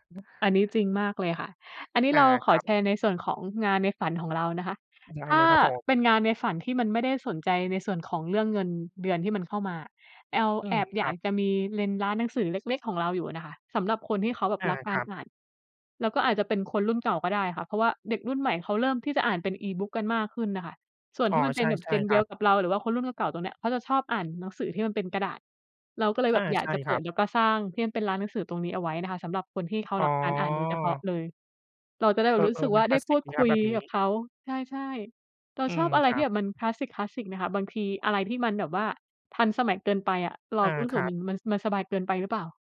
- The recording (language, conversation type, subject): Thai, unstructured, ถ้าคุณได้เลือกทำงานในฝัน คุณอยากทำงานอะไร?
- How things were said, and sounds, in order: other background noise